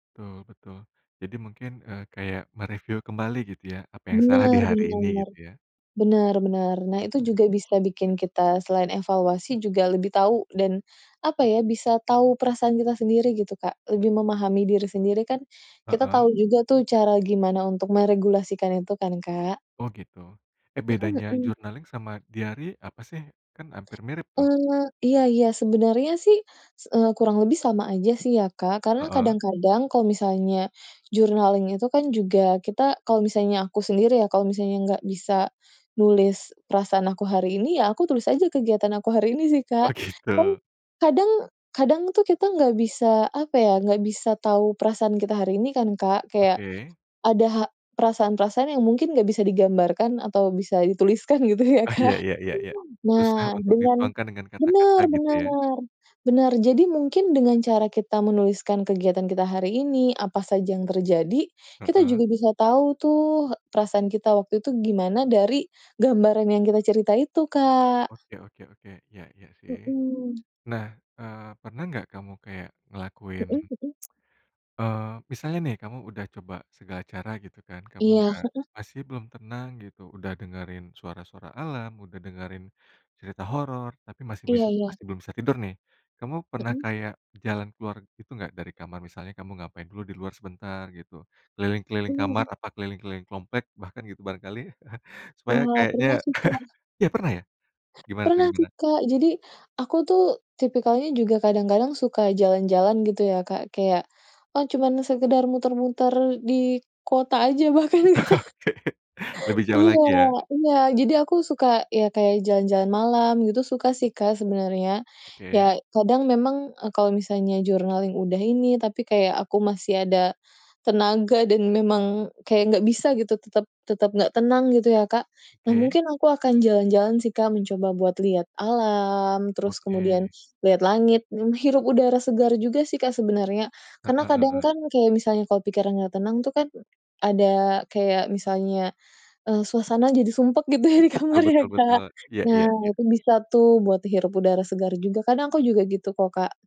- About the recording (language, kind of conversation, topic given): Indonesian, podcast, Apa yang kamu lakukan kalau susah tidur karena pikiran nggak tenang?
- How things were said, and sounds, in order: in English: "journaling"; in English: "journaling"; laughing while speaking: "Oh, gitu"; laughing while speaking: "gitu ya, Kak"; tsk; chuckle; other background noise; laugh; laughing while speaking: "Oke"; in English: "journaling"; laughing while speaking: "gitu ya di kamar ya, Kak"